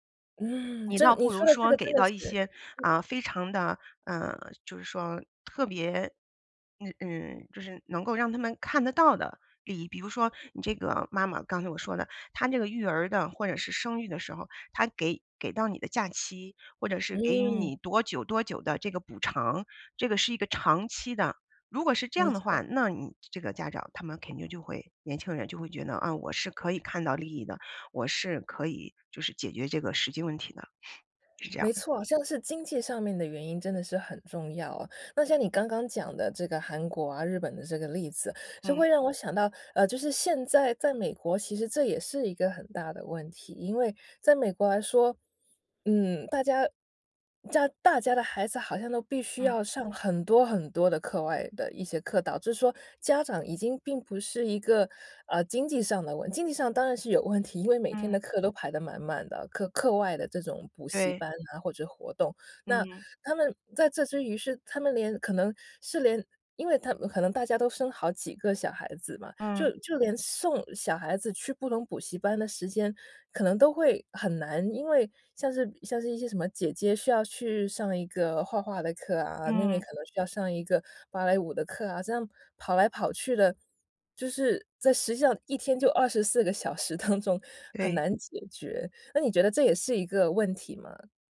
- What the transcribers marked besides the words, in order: sniff; laughing while speaking: "当中"; other background noise
- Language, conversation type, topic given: Chinese, podcast, 你对是否生孩子这个决定怎么看？